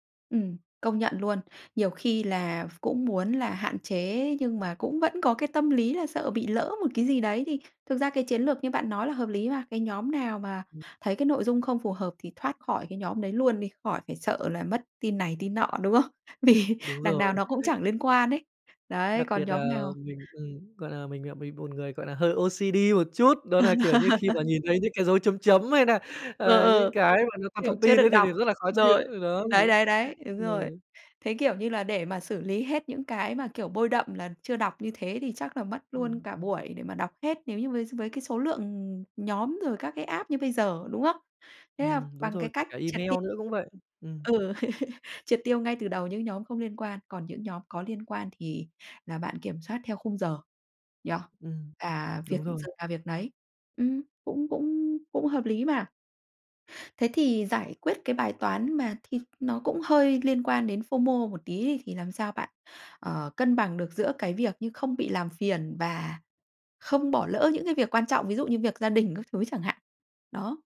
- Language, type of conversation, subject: Vietnamese, podcast, Làm sao bạn giảm bớt thông báo trên điện thoại?
- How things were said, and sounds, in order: laughing while speaking: "Vì"; tapping; chuckle; in English: "O-C-D"; laugh; other background noise; in English: "app"; laugh; in English: "FO-MO"